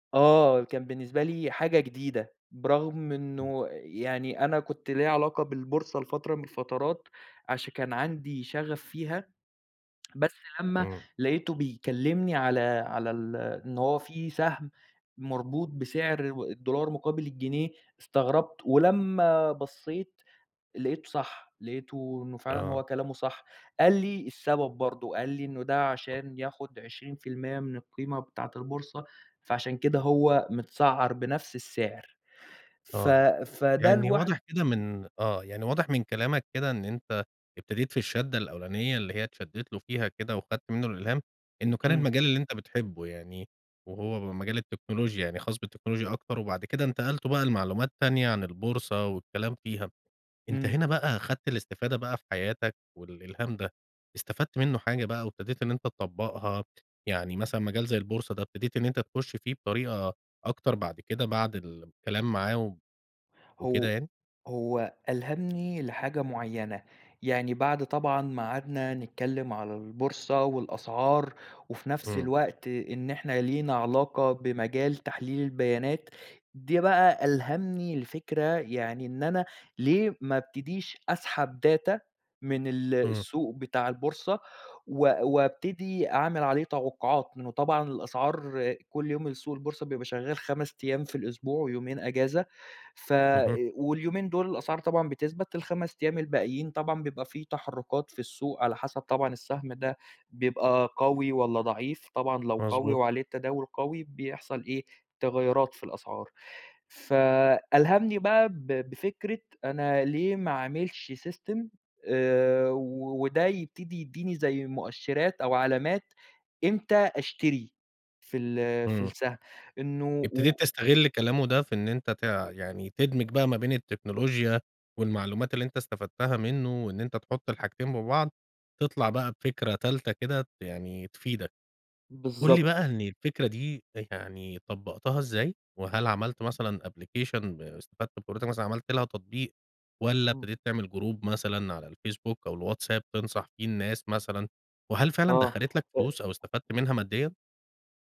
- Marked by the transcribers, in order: tapping; in English: "data"; in English: "system"; in English: "أبلكيشن"; in English: "جروب"
- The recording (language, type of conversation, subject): Arabic, podcast, احكيلي عن مرة قابلت فيها حد ألهمك؟